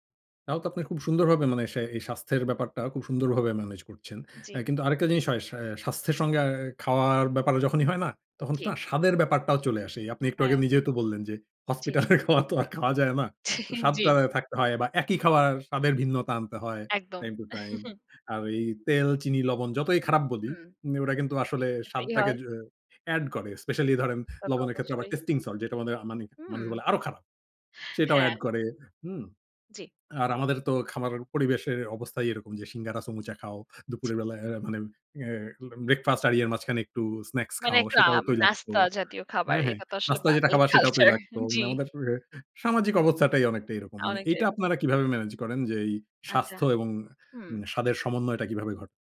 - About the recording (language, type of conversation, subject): Bengali, podcast, পরিবারের জন্য স্বাস্থ্যকর খাবার কীভাবে সাজাবেন?
- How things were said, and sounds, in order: laughing while speaking: "ছিন জ্বী"; laughing while speaking: "হসপিটালের খাবার তো আর খাওয়া যায় না"; chuckle; laughing while speaking: "culture জ্বী"; "আচ্ছা" said as "আচ্চা"